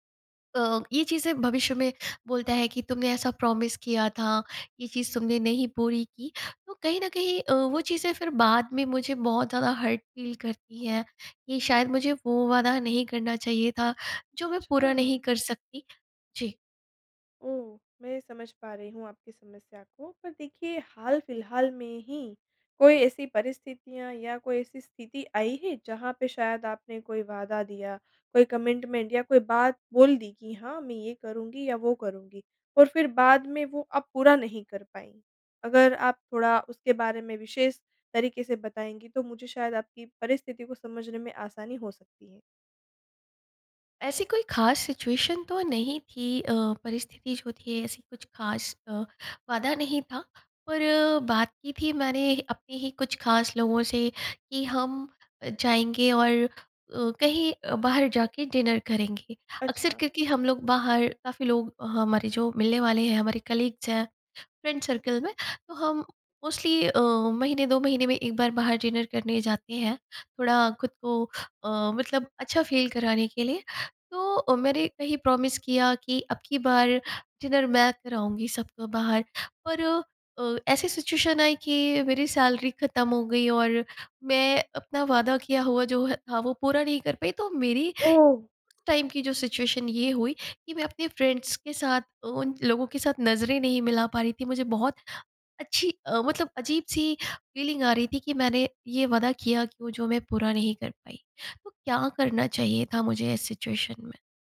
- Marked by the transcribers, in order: in English: "प्रॉमिस"; in English: "हर्ट फ़ील"; in English: "कमिटमेंट"; in English: "सिचुएशन"; in English: "डिनर"; in English: "कलीग्स"; in English: "फ्रेंड सर्किल"; in English: "मोस्टली"; in English: "डिनर"; in English: "फ़ील"; in English: "प्रॉमिस"; in English: "डिनर"; in English: "सिचुएशन"; in English: "सैलरी"; in English: "टाइम"; in English: "सिचुएशन"; in English: "फ्रेंड्स"; in English: "फ़ीलिंग"; in English: "सिचुएशन"
- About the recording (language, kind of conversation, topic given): Hindi, advice, जब आप अपने वादे पूरे नहीं कर पाते, तो क्या आपको आत्म-दोष महसूस होता है?